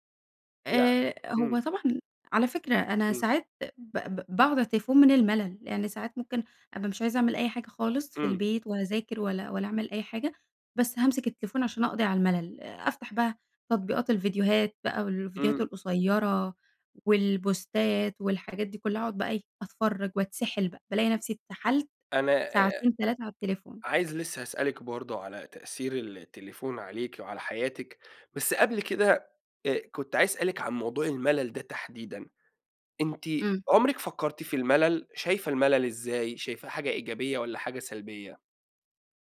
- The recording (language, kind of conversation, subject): Arabic, podcast, إزاي الموبايل بيأثر على يومك؟
- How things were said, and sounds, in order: in English: "والبوستات"; unintelligible speech